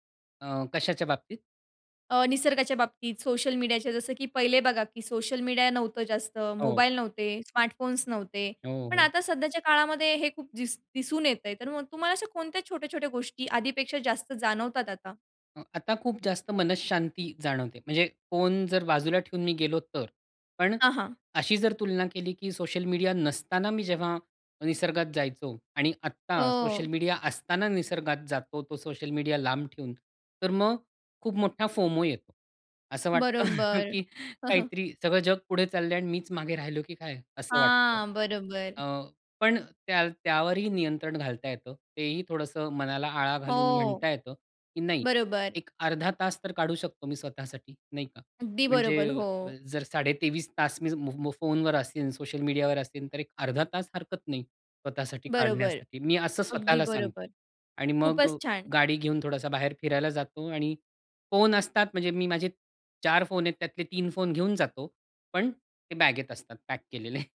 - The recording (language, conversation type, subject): Marathi, podcast, सोशल मिडियाविरहित निसर्ग अनुभवणे कसे असते?
- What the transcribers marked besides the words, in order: in English: "स्मार्टफोन्स"; in English: "फोमो"; chuckle; afraid: "मीच मागे राहिलो की काय?"; in English: "पॅक"; laughing while speaking: "केलेले"